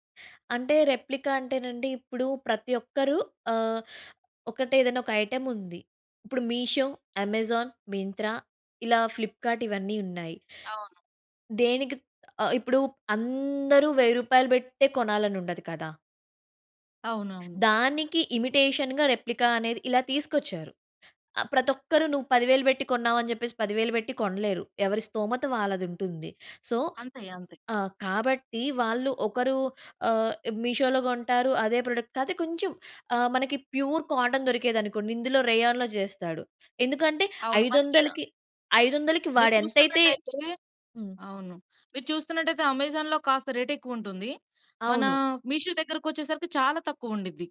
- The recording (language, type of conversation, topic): Telugu, podcast, నిజంగా కలుసుకున్న తర్వాత ఆన్‌లైన్ బంధాలు ఎలా మారతాయి?
- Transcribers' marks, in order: in English: "రెప్లికా"; in English: "ఐటెమ్"; in English: "మీషో, అమెజాన్, మింత్రా"; in English: "ఫ్లిప్‌కర్ట్"; in English: "ఇమిటేషన్‌గా రెప్లికా"; in English: "సో"; in English: "మీషోలో"; in English: "ప్రొడక్ట్"; in English: "ప్యూర్ కాటన్"; in English: "రేయన్‌లో"; in English: "అమెజాన్‌లో"; in English: "రేట్"; in English: "మీషో"